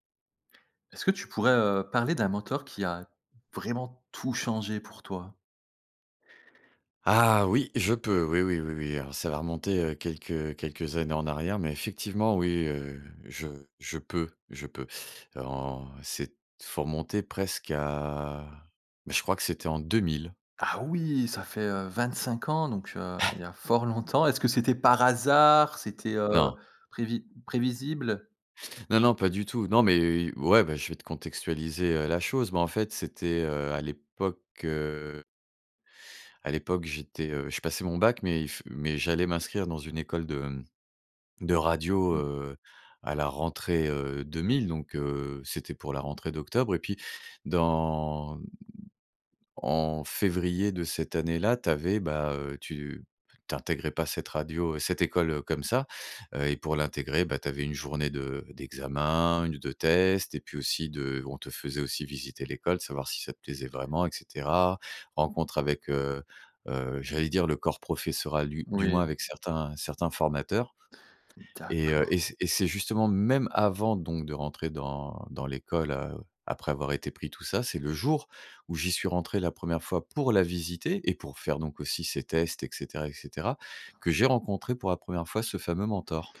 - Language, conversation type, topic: French, podcast, Peux-tu me parler d’un mentor qui a tout changé pour toi ?
- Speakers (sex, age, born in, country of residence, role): male, 30-34, France, France, host; male, 45-49, France, France, guest
- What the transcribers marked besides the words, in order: stressed: "tout"; drawn out: "à"; stressed: "deux mille"; chuckle; drawn out: "dans"; other background noise; stressed: "même"